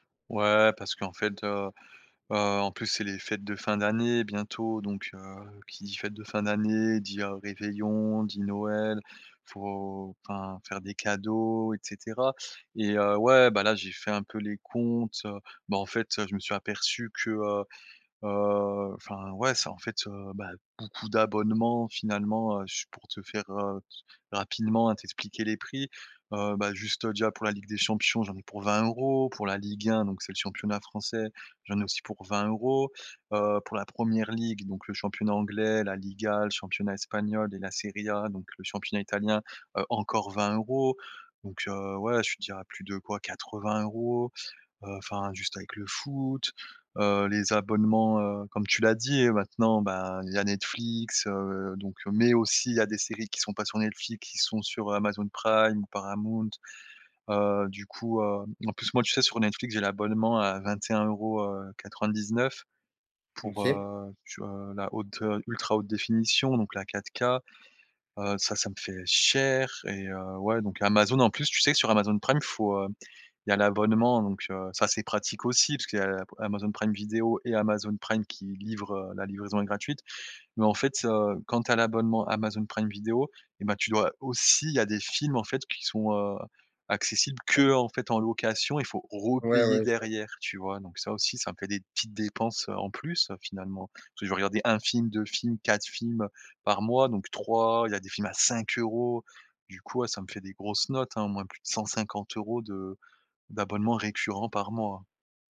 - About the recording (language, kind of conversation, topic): French, advice, Comment peux-tu reprendre le contrôle sur tes abonnements et ces petites dépenses que tu oublies ?
- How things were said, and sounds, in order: none